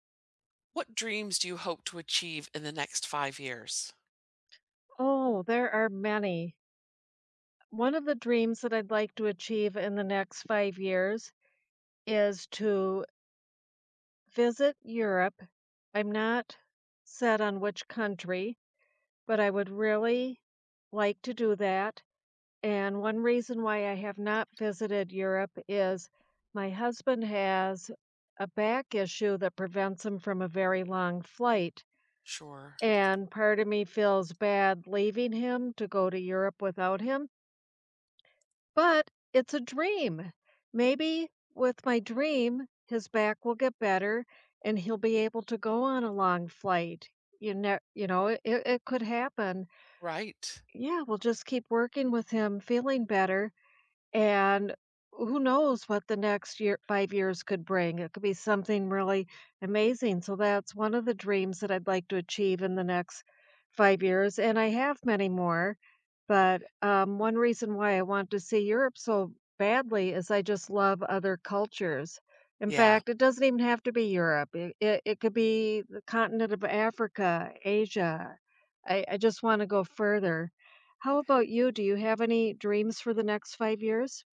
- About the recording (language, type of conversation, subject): English, unstructured, What dreams do you hope to achieve in the next five years?
- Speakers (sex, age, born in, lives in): female, 60-64, United States, United States; female, 65-69, United States, United States
- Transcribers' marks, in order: other background noise